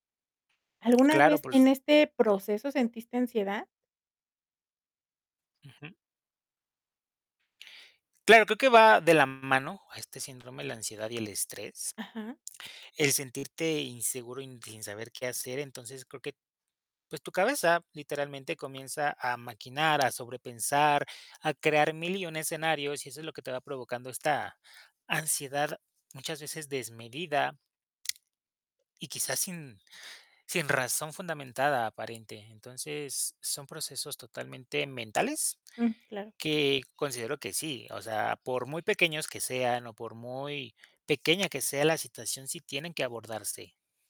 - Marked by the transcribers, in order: unintelligible speech; mechanical hum; tapping
- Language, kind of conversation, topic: Spanish, podcast, ¿Cómo afrontas la inseguridad profesional o el síndrome del impostor?